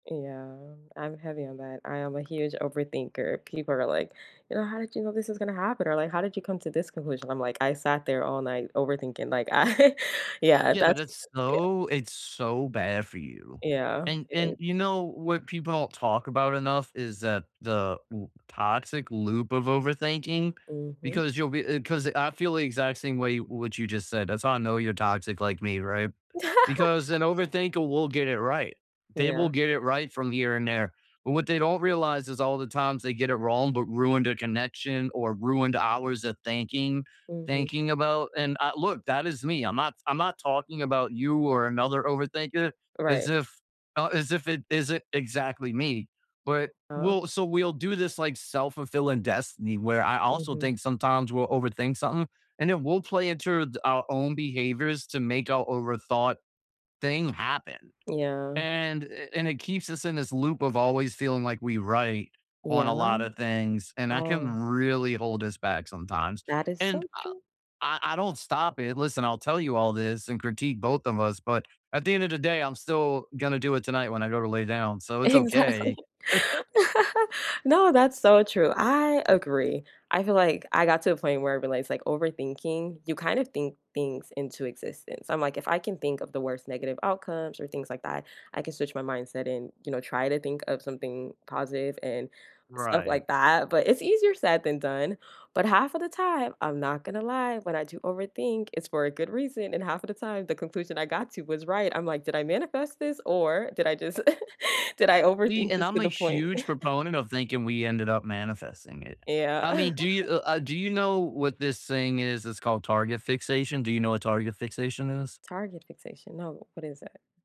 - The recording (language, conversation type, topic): English, unstructured, What mistake could I make that would help me grow, and why?
- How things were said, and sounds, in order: tapping; laughing while speaking: "I"; laugh; stressed: "really"; laughing while speaking: "Exactly"; laugh; other background noise; laugh; chuckle; laugh